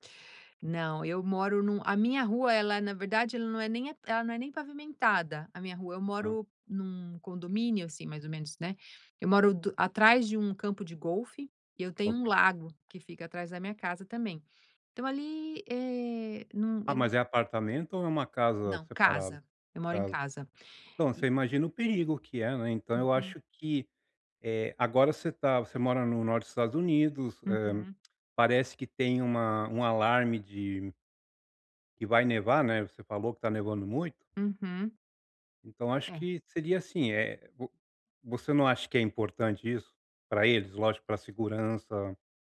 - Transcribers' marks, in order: none
- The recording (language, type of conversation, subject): Portuguese, advice, Como posso relaxar em casa com tantas distrações e barulho ao redor?